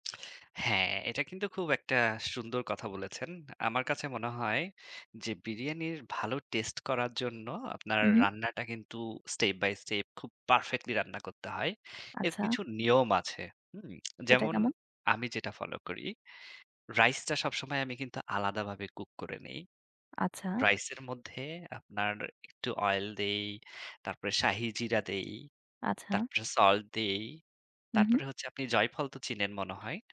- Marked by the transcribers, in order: in English: "স্টেপ বাই স্টেপ"; lip smack
- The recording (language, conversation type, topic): Bengali, unstructured, তোমার প্রিয় খাবার কী এবং কেন?